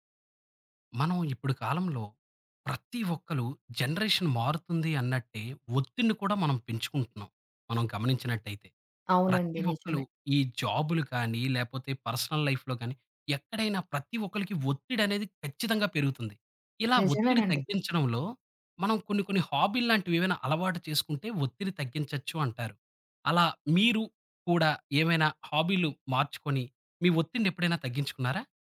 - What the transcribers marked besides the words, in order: in English: "జనరేషన్"; in English: "పర్సనల్ లైఫ్‌లో"
- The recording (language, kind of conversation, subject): Telugu, podcast, హాబీలు మీ ఒత్తిడిని తగ్గించడంలో ఎలా సహాయపడతాయి?